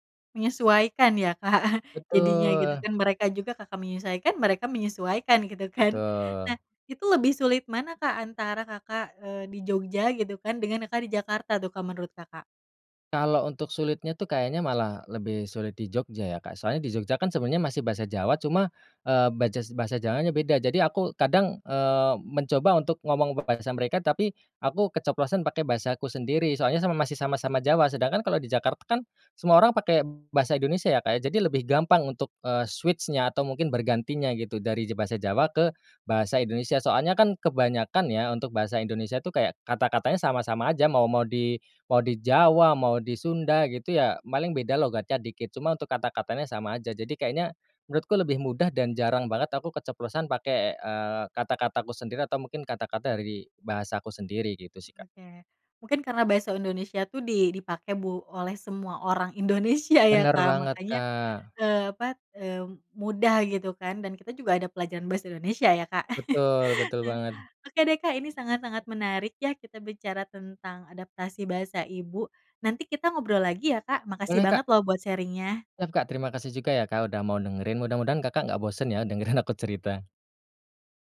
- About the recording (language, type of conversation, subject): Indonesian, podcast, Bagaimana bahasa ibu memengaruhi rasa identitasmu saat kamu tinggal jauh dari kampung halaman?
- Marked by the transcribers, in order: laughing while speaking: "Kak"; laughing while speaking: "kan"; in English: "switch-nya"; chuckle; other background noise; in English: "sharing-nya"; laughing while speaking: "dengerin"